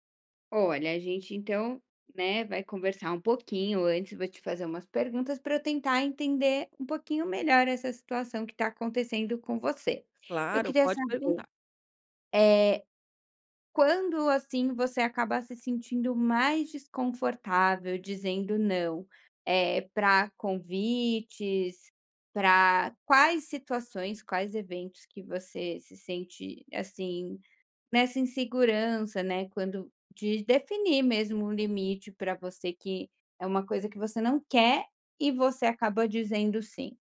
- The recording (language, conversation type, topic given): Portuguese, advice, Como posso estabelecer limites e dizer não em um grupo?
- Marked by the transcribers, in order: tapping